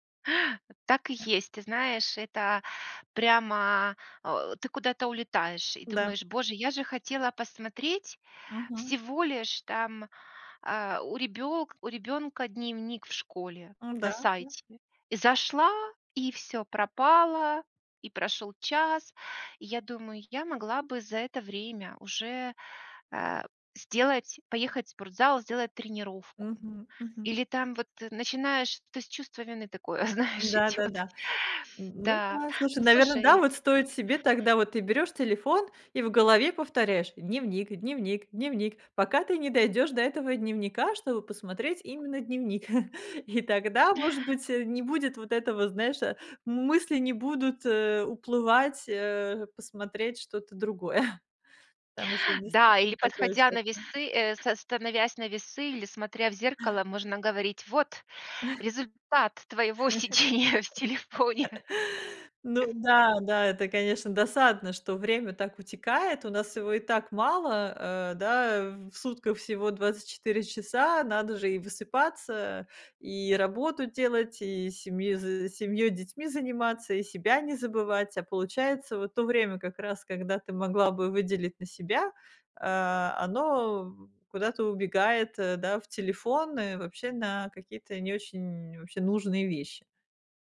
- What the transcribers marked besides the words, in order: tapping; "ребенка" said as "ребёлка"; laughing while speaking: "такое, знаешь"; other background noise; chuckle; chuckle; laughing while speaking: "результат твоего сидения в телефоне!"; laugh
- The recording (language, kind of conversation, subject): Russian, advice, Как перестать проверять телефон по несколько раз в час?